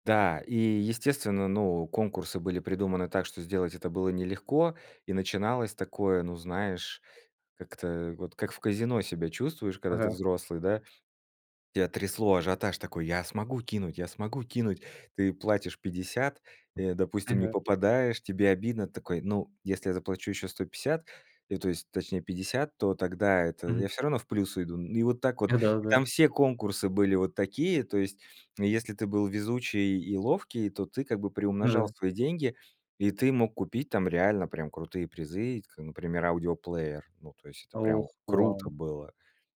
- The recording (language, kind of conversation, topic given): Russian, podcast, О какой поездке вы вспоминаете с годами всё теплее и дороже?
- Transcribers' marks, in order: other background noise